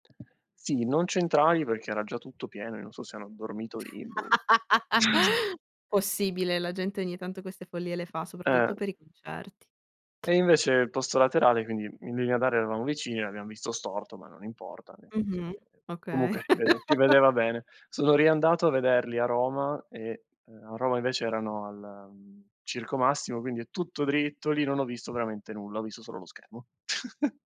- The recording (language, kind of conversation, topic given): Italian, podcast, Qual è stato il primo concerto a cui sei andato?
- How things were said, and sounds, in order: tapping; laugh; chuckle; laugh; giggle